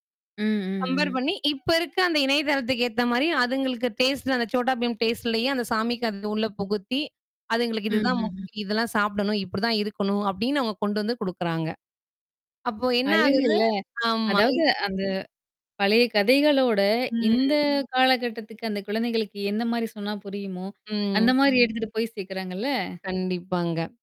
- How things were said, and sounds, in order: in English: "கம்பேர்"; in English: "டேஸ்ட்"; in English: "டேஸ்ட்லயே"; distorted speech; "முக்கியாம்" said as "முக்கி"; tapping; drawn out: "ம்"; drawn out: "ம்"
- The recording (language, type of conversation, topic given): Tamil, podcast, மரபுக் கதைகளை அடுத்த தலைமுறையினருக்கு எவ்வாறு சுவாரஸ்யமாகச் சொல்லலாம்?